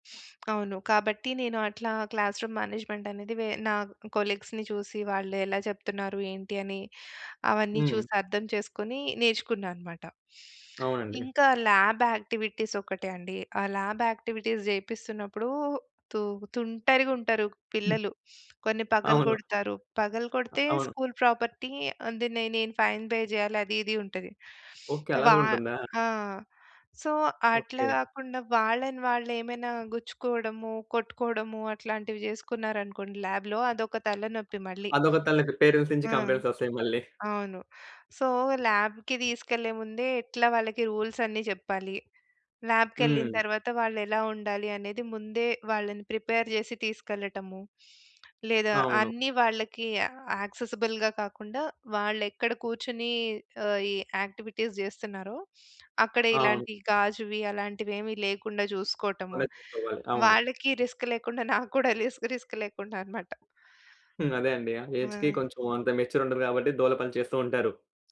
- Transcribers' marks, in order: sniff; in English: "క్లాస్ రూమ్ మేనేజ్‌మెంట్"; in English: "కొలీగ్స్‌ని"; in English: "ల్యాబ్ యాక్టివిటీస్"; in English: "ల్యాబ్ యాక్టివిటీస్"; tapping; sniff; in English: "స్కూల్ ప్రాపర్టీ"; in English: "ఫైన్ పే"; in English: "సో"; other background noise; in English: "పేరెంట్స్"; in English: "లాబ్‌లో"; in English: "కంప్లెయింట్స్"; in English: "సో, ల్యాబ్‌కి"; in English: "రూల్స్"; in English: "ల్యాబ్‌కెళ్ళిన"; in English: "ప్రిపేర్"; in English: "యాక్సెసిబుల్‌గా"; in English: "యాక్టివిటీస్"; in English: "రిస్క్"; in English: "రిస్క్ రిస్క్"; chuckle; in English: "ఏజ్‌కి"; in English: "మెచ్యూర్"
- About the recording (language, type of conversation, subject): Telugu, podcast, మీరు ఇతరుల పనిని చూసి మరింత ప్రేరణ పొందుతారా, లేక ఒంటరిగా ఉన్నప్పుడు ఉత్సాహం తగ్గిపోతుందా?